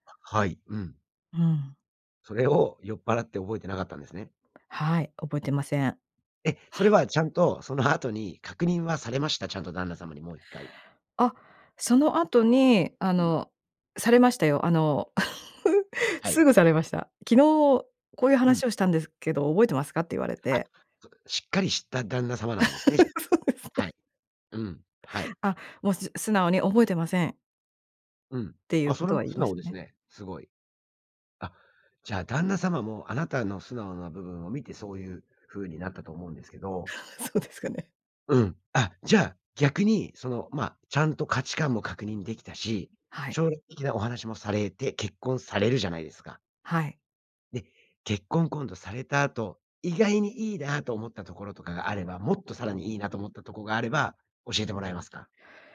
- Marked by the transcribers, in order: tapping; other background noise; chuckle; unintelligible speech; laugh; laughing while speaking: "そうですね"; laughing while speaking: "そうですかね"
- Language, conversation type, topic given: Japanese, podcast, 結婚や同棲を決めるとき、何を基準に判断しましたか？